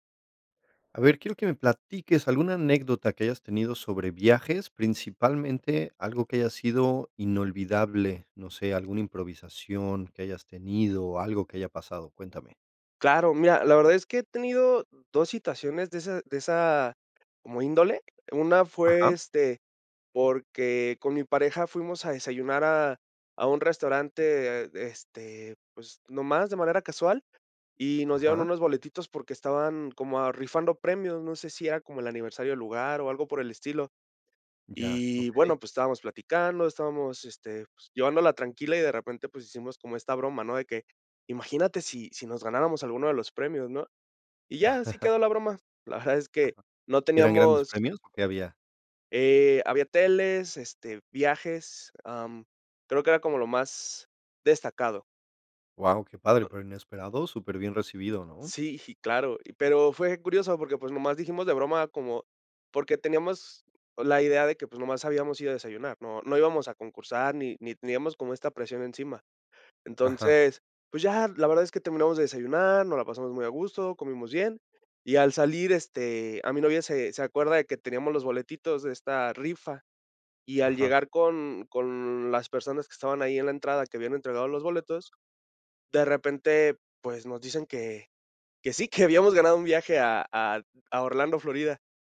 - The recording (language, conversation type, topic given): Spanish, podcast, ¿Me puedes contar sobre un viaje improvisado e inolvidable?
- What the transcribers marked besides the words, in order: chuckle; other noise; unintelligible speech